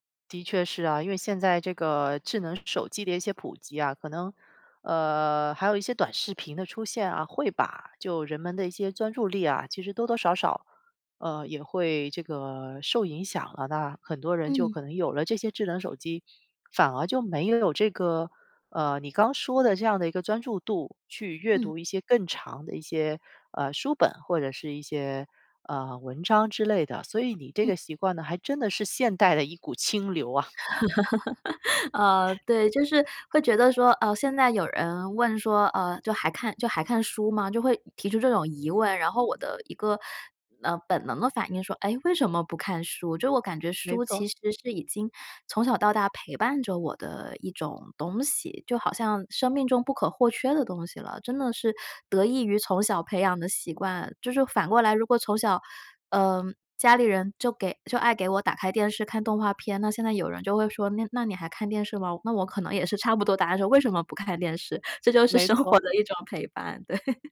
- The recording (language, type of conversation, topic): Chinese, podcast, 有哪些小习惯能带来长期回报？
- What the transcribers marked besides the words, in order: tapping; laugh; laughing while speaking: "说：为什么不看电视？ 这就是生活的一种陪伴。对"